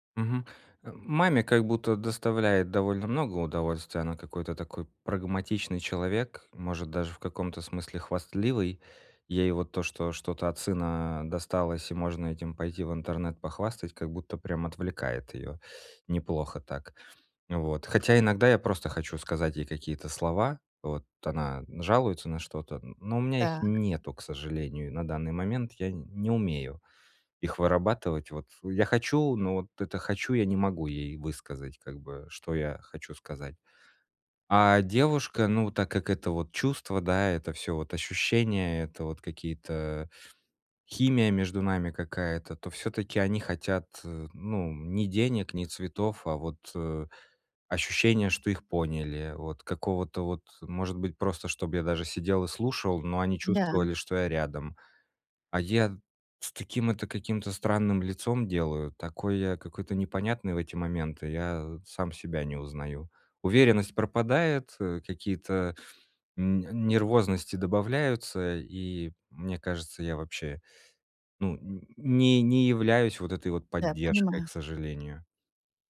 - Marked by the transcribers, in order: other background noise
- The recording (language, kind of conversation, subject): Russian, advice, Как мне быть более поддерживающим другом в кризисной ситуации и оставаться эмоционально доступным?